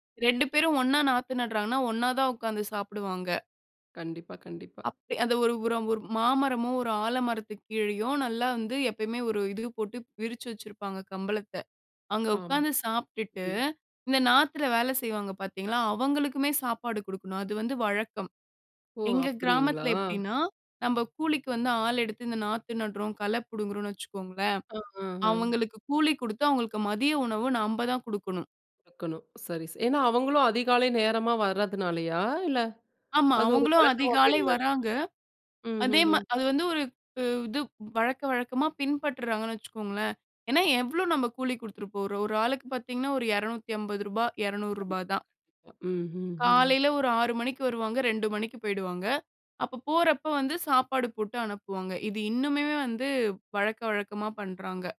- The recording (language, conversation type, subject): Tamil, podcast, ஒரு விவசாய கிராமத்தைப் பார்வையிடும் அனுபவம் பற்றி சொல்லுங்க?
- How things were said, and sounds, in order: unintelligible speech